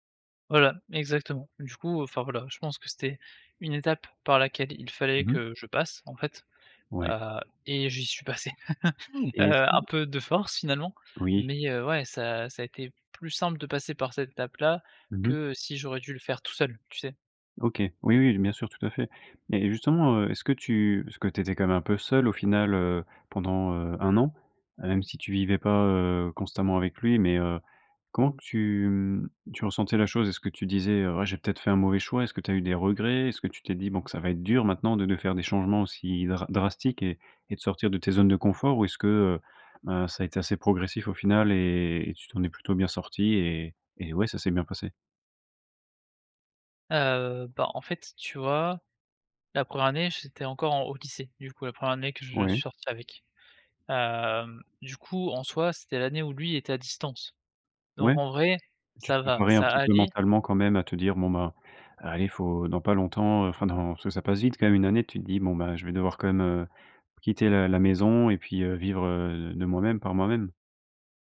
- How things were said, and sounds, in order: chuckle
- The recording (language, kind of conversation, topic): French, podcast, Peux-tu raconter un moment où tu as dû devenir adulte du jour au lendemain ?